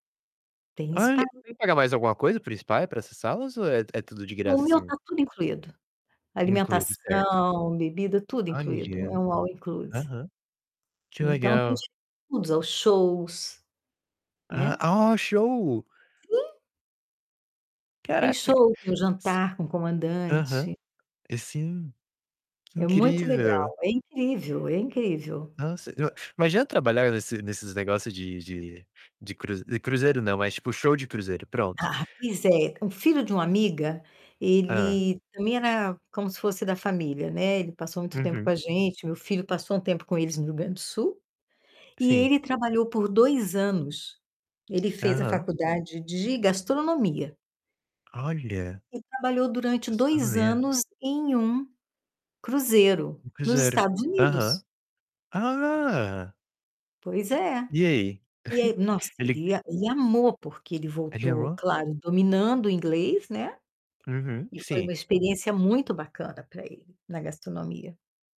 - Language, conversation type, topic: Portuguese, unstructured, Como você costuma passar o tempo com sua família?
- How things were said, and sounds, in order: distorted speech; in English: "all inclusive"; static; tapping; surprised: "Ah!"; chuckle